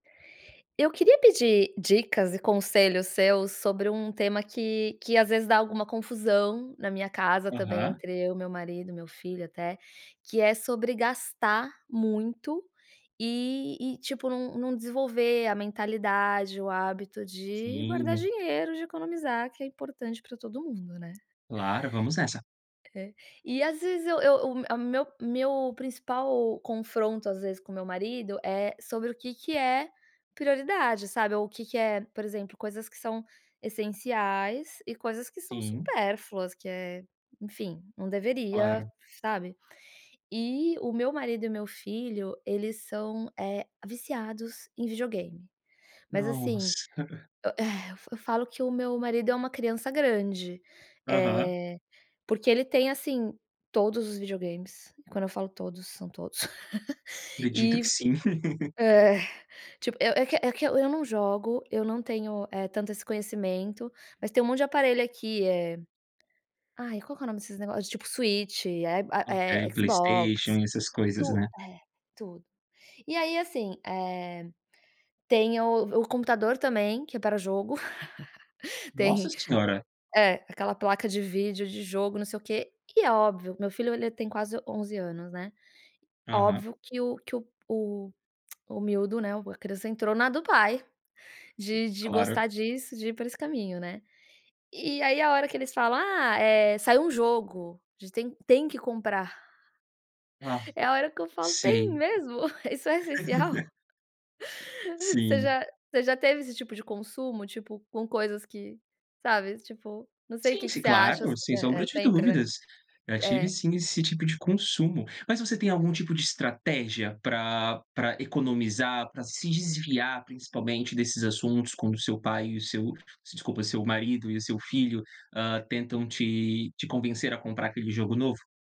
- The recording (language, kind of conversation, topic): Portuguese, advice, Como posso parar de gastar por impulso e criar o hábito de economizar?
- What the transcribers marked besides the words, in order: tapping; giggle; giggle; chuckle; surprised: "Nossa senhora"; tongue click; laugh; giggle